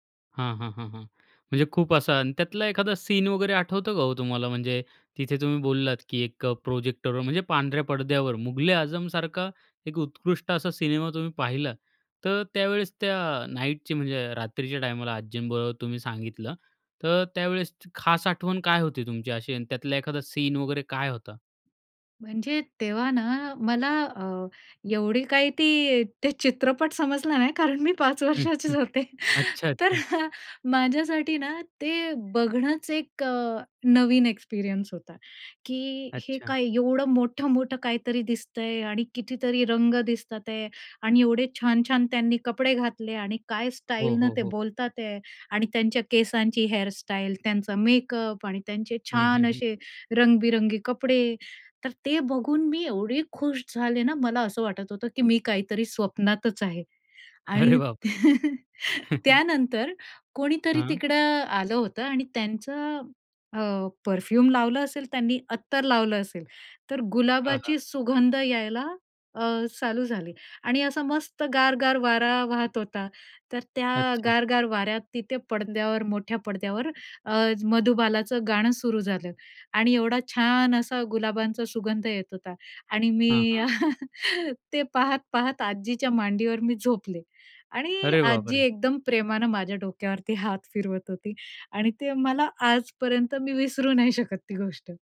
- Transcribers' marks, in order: in English: "सीन"; in English: "प्रोजेक्टरवर"; in English: "नाईटची"; in English: "सीन"; laughing while speaking: "कारण मी पाच वर्षाचीच होते, तर माझ्यासाठी ना"; in English: "एक्सपिरियन्स"; in English: "स्टाईलनं"; in English: "हेअर स्टाईल"; in English: "मेकअप"; laughing while speaking: "अरे बापरे!"; laugh; chuckle; in English: "परफ्यूम"; laugh; surprised: "अरे बापरे!"
- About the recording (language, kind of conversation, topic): Marathi, podcast, कुटुंबासोबतच्या त्या जुन्या चित्रपटाच्या रात्रीचा अनुभव तुला किती खास वाटला?